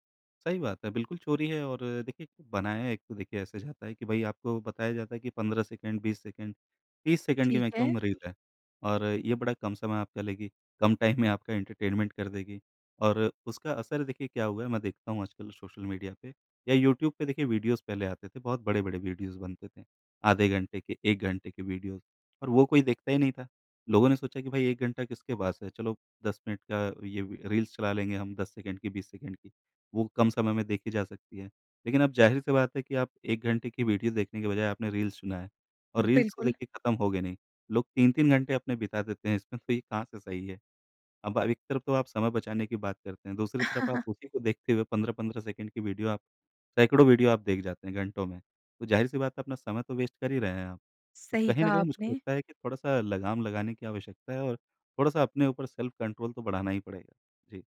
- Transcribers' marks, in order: in English: "मैक्सिमम"; laughing while speaking: "टाइम"; in English: "टाइम"; in English: "एंटरटेनमेंट"; in English: "वीडियोज़"; in English: "वीडियोज़"; in English: "वीडियोज़"; in English: "रील्स"; in English: "रील्स"; tapping; in English: "रील्स"; laughing while speaking: "इसमें"; chuckle; in English: "वेस्ट"; in English: "सेल्फ कंट्रोल"
- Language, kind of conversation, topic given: Hindi, podcast, सोशल मीडिया की अनंत फीड से आप कैसे बचते हैं?